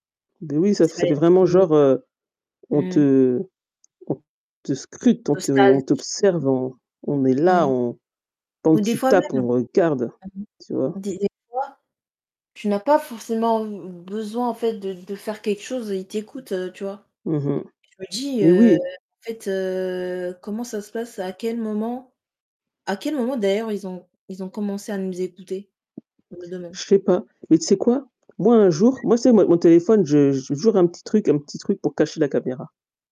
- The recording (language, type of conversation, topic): French, unstructured, Comment réagis-tu aux scandales liés à l’utilisation des données personnelles ?
- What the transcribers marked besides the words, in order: static; distorted speech; unintelligible speech; other background noise; unintelligible speech; tapping